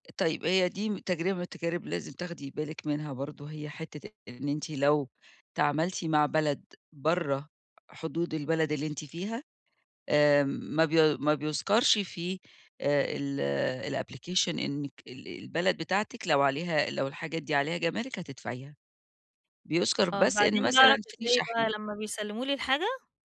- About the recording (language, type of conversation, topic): Arabic, advice, إزاي أتعامل مع الإحباط اللي بحسه وأنا بتسوّق على الإنترنت؟
- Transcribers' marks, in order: in English: "الapplication"